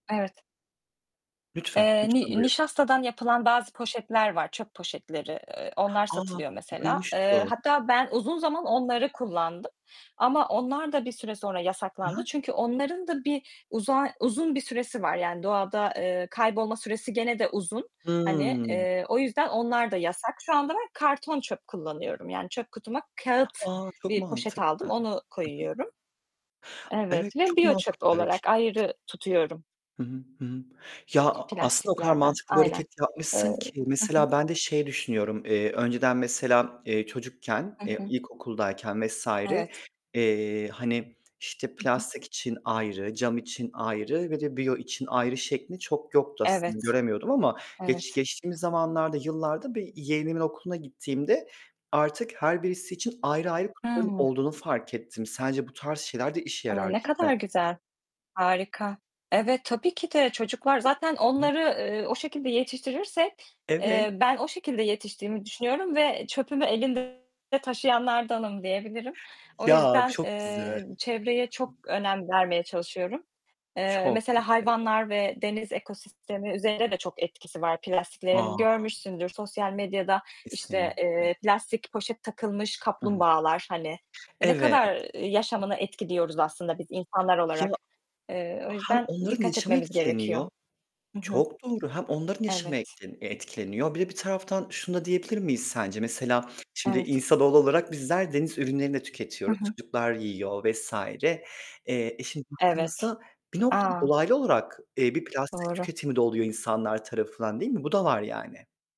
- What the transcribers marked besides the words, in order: tapping; in English: "biyo"; other background noise; in English: "biyo"; distorted speech; unintelligible speech; static
- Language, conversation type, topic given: Turkish, unstructured, Plastik atıklar çevremizi nasıl etkiliyor?
- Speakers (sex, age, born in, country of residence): female, 30-34, Turkey, Germany; male, 30-34, Turkey, Poland